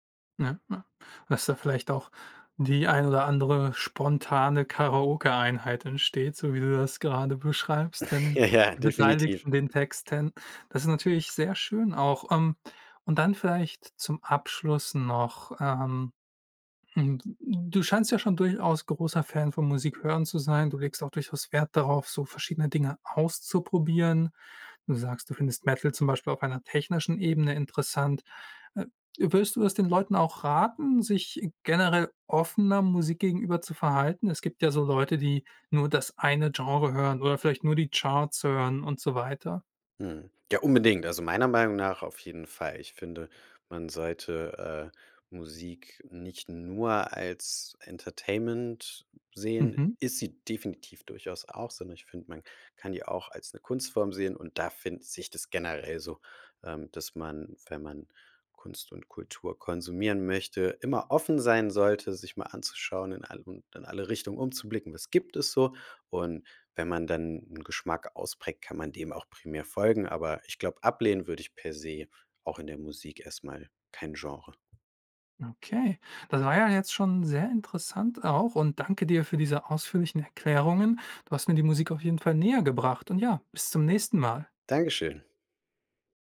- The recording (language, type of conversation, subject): German, podcast, Wer oder was hat deinen Musikgeschmack geprägt?
- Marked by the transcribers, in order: laughing while speaking: "Ja, ja"; other background noise; stressed: "nur"